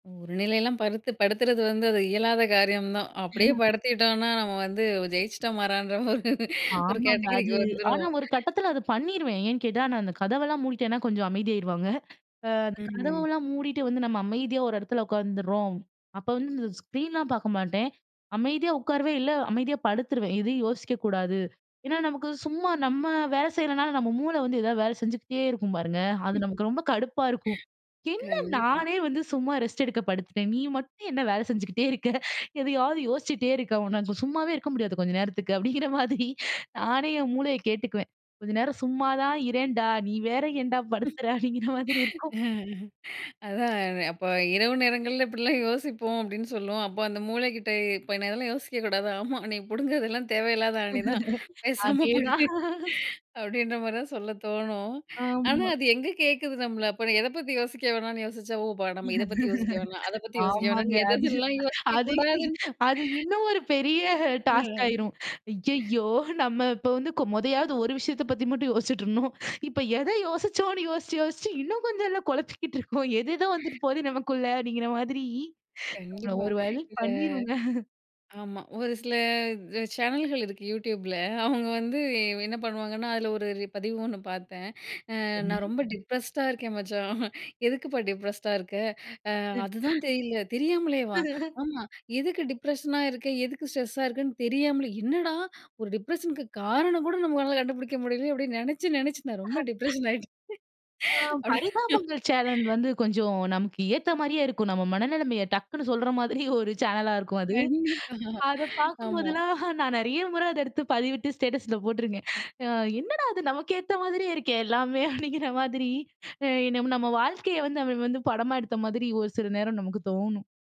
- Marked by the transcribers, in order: laughing while speaking: "ஜெயிச்சிட்டோம் மாறான்ற ஒரு ஒரு கேட்டகிரிக்கு வந்துருவோம்"; laugh; in English: "கேட்டகிரிக்கு"; laugh; laughing while speaking: "செஞ்சுகிட்டே இருக்க?"; laughing while speaking: "அப்படிங்கிற மாரி"; laughing while speaking: "அப்படிங்கிற மாரி இருக்கும்"; laugh; laughing while speaking: "நீ புடுங்குறதெல்லாம் தேவையில்லாத ஆணி தான் பேசாம படு"; laugh; laugh; laughing while speaking: "ஆமாங்க. அது அது அது இன்னும் … ஒரு வழி பண்ணிருங்க"; in English: "டாஸ்க்"; sigh; breath; breath; laughing while speaking: "நான் ரொம்ப டிப்ரஸ்ட்டா இருக்கேன் மச்சான் … டிப்ரஷன் ஆயிட்டேன். அப்படின்னு"; in English: "டிப்ரஸ்ட்டா"; in English: "டிப்ரஸ்ட்டா"; laugh; in English: "டிப்ரஷனா"; laugh; in English: "ஸ்ட்ரெஸ்ஸா"; in English: "டிப்ரஷனு"; laugh; in English: "டிப்ரஷன்"; laughing while speaking: "கண்டிப்பா ஆமா"; laughing while speaking: "அத பார்க்கும்போதெல்லாம் நான் நெறைய முற அத எடுத்து பதிவிட்டு ஸ்டேட்டஸில போட்ருக்கேன்"; laughing while speaking: "இருக்கே, எல்லாமே"
- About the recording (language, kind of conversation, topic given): Tamil, podcast, மனஅழுத்தம் ஏற்பட்டால் நீங்கள் என்ன செய்கிறீர்கள்?